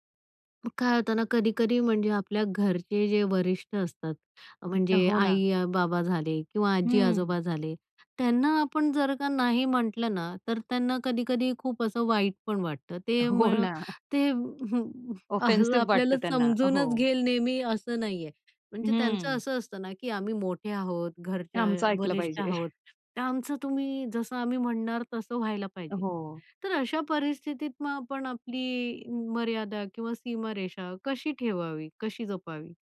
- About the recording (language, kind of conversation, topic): Marathi, podcast, एखाद्याला मर्यादा ठरवून सांगताना तुम्ही नेमकं काय आणि कसं बोलता?
- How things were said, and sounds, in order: other background noise; laughing while speaking: "हो ना"; sad: "हं, हं"; in English: "ऑफेन्सिव्ह"; chuckle